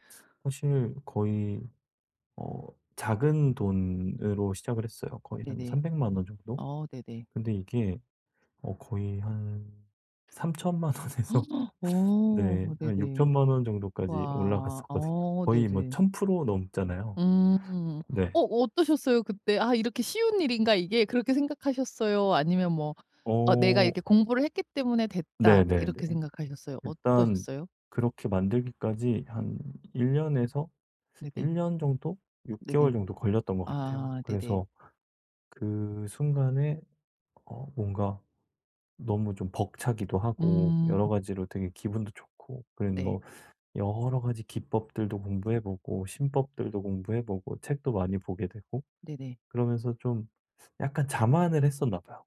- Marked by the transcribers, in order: other background noise; laughing while speaking: "삼천만 원에서"; gasp; sniff
- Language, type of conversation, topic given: Korean, advice, 실수를 배움으로 바꾸고 다시 도전하려면 어떻게 해야 할까요?